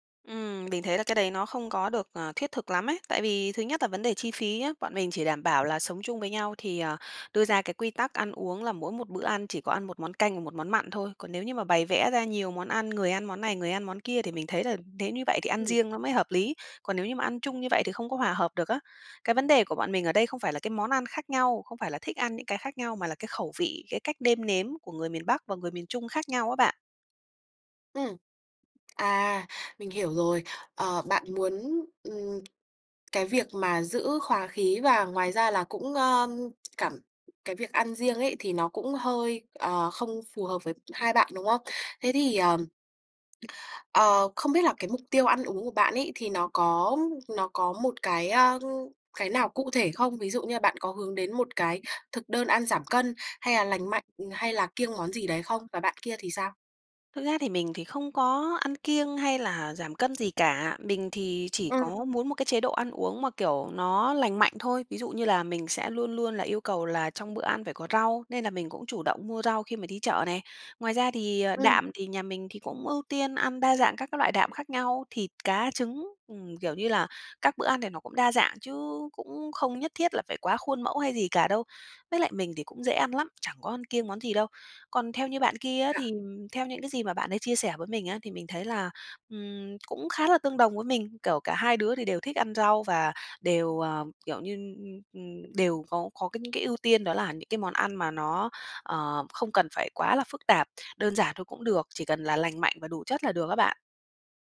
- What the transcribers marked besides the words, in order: tapping
- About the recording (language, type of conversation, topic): Vietnamese, advice, Làm sao để cân bằng chế độ ăn khi sống chung với người có thói quen ăn uống khác?